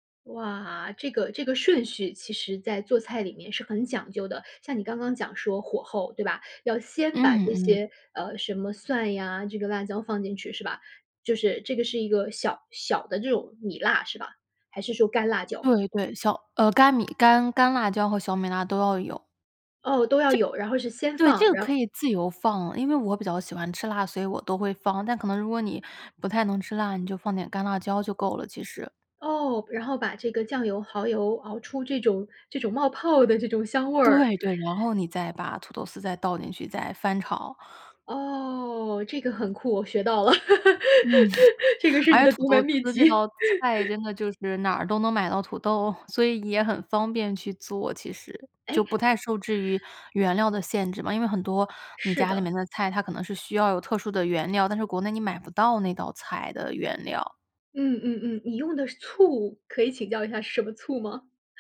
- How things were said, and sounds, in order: giggle; laughing while speaking: "这个是你的独门秘籍"; laugh; laugh
- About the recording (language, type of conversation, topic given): Chinese, podcast, 家里传下来的拿手菜是什么？